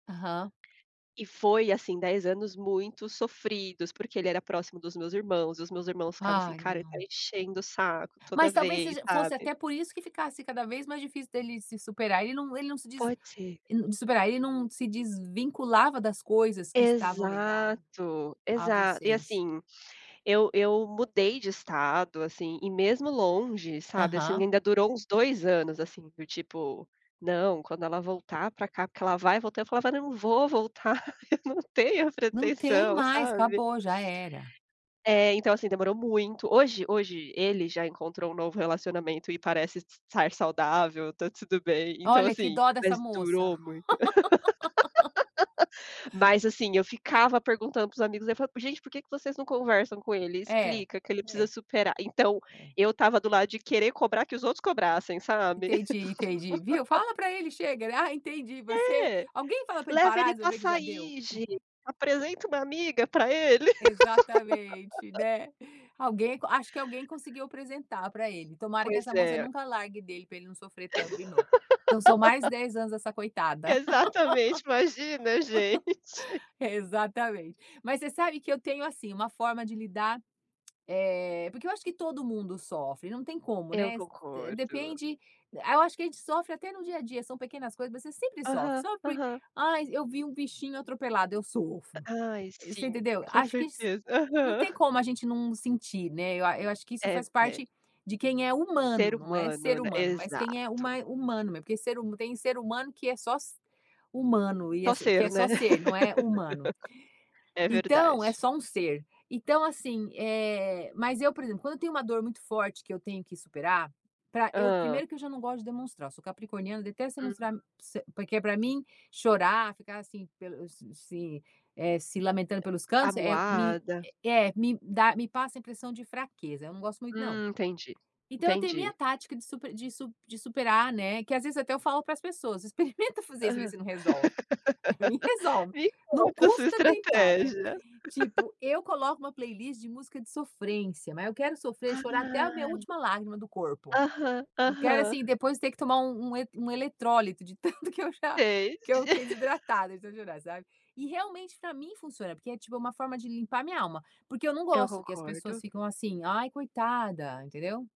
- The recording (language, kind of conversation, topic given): Portuguese, unstructured, É justo cobrar alguém para “parar de sofrer” logo?
- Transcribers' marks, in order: laugh; laugh; laugh; laugh; laugh; laugh; laughing while speaking: "Exatamente, imagina gente"; laugh; joyful: "com certeza, aham"; laugh; giggle; laugh; laugh; laugh